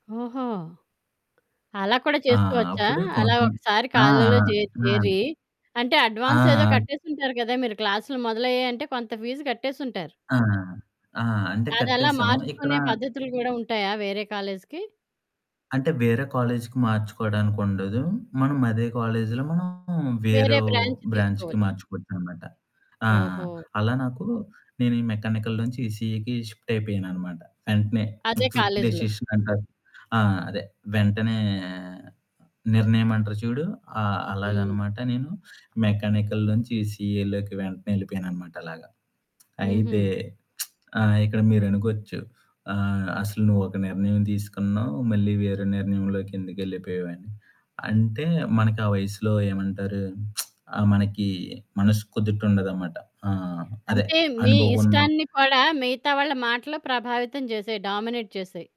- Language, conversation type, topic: Telugu, podcast, మీ జీవితంలో మీరు తీసుకున్న ఒక పెద్ద తప్పు నిర్ణయం గురించి చెప్పగలరా?
- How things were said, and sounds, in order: tapping; static; in English: "అడ్వాన్స్"; distorted speech; in English: "బ్రాంచ్"; in English: "బ్రాంచ్‌కి"; in English: "మెకానికల్"; in English: "ఈసీఈకి షిఫ్ట్"; in English: "క్విక్ డెసిషన్"; in English: "మెకానికల్"; in English: "ఈసీఈలోకి"; lip smack; lip smack; other background noise; in English: "డామినేట్"